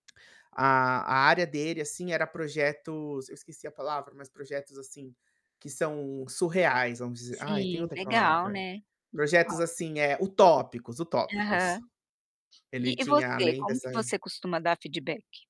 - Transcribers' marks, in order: distorted speech; other background noise
- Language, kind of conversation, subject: Portuguese, podcast, Que tipo de feedback funciona melhor, na sua opinião?